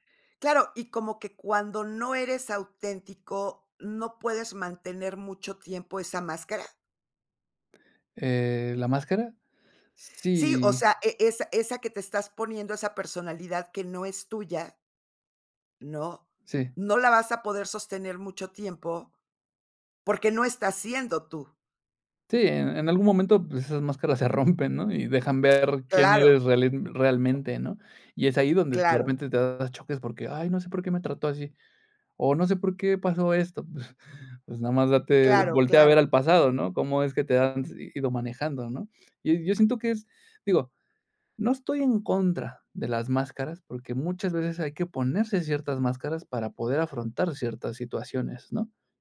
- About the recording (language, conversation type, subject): Spanish, podcast, ¿Qué significa para ti ser auténtico al crear?
- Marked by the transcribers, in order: laughing while speaking: "se rompen, ¿no?"; laughing while speaking: "Pues"